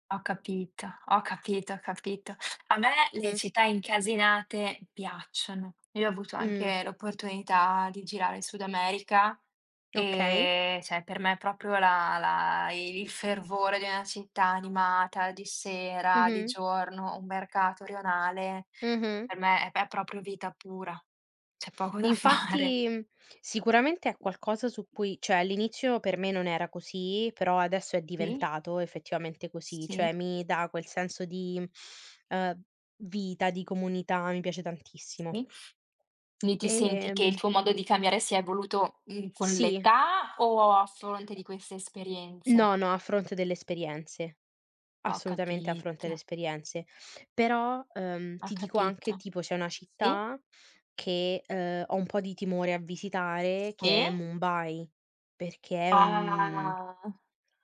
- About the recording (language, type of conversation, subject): Italian, unstructured, Qual è il viaggio che ti ha cambiato il modo di vedere il mondo?
- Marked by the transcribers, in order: laughing while speaking: "fare"; tapping; other background noise; other noise; drawn out: "Ah"; drawn out: "un"